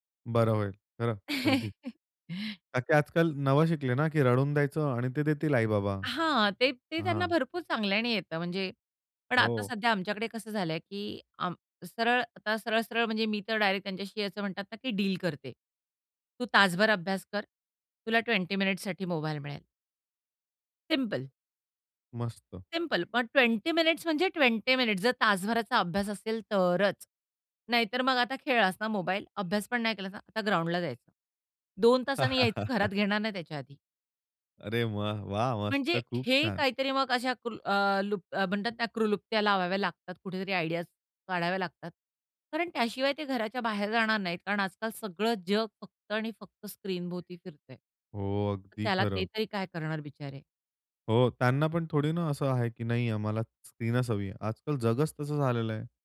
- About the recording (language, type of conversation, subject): Marathi, podcast, डिजिटल डिटॉक्स तुमच्या विश्रांतीला कशी मदत करतो?
- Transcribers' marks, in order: laugh; tapping; other noise; in English: "ट्वेंटी मिनिट्ससाठी"; in English: "ट्वेंटी मिनीट्स"; in English: "ट्वेंटी मिनिट्स"; stressed: "तरच"; chuckle; joyful: "अरे वाह! वाह! मस्त! खूप छान!"; in English: "आयडियाज"